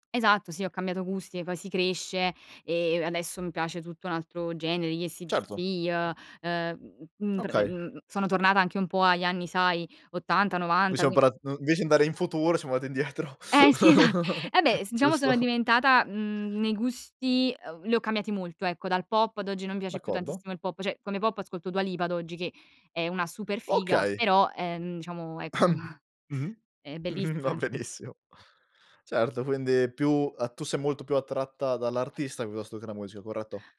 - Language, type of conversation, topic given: Italian, podcast, Hai una canzone che associ a un ricordo preciso?
- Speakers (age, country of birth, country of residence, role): 20-24, Italy, Italy, guest; 25-29, Italy, Italy, host
- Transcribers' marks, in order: tapping; "invece" said as "nvece"; laughing while speaking: "esa"; "vabbè" said as "abbè"; chuckle; cough; chuckle; laughing while speaking: "Va benissimo"; chuckle; other background noise